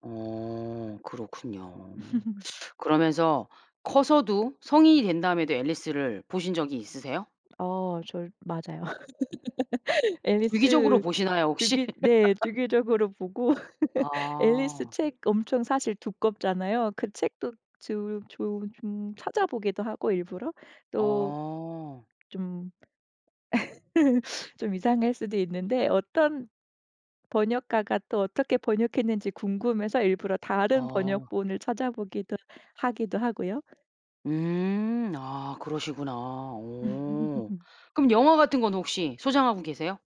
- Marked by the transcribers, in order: teeth sucking; laugh; other background noise; laugh; laughing while speaking: "주기적으로 보고"; laugh; laugh; laugh
- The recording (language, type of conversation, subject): Korean, podcast, 좋아하는 이야기가 당신에게 어떤 영향을 미쳤나요?